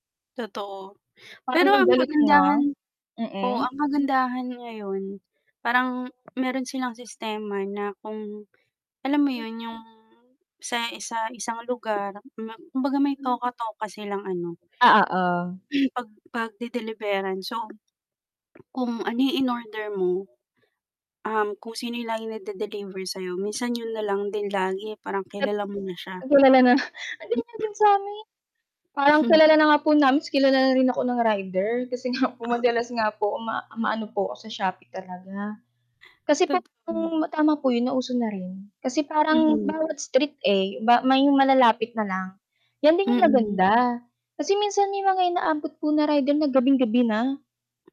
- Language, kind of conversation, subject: Filipino, unstructured, Ano ang mas gusto mo: mamili online o mamili sa mall?
- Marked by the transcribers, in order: distorted speech; static; tapping; throat clearing; other background noise; chuckle; other noise; chuckle; chuckle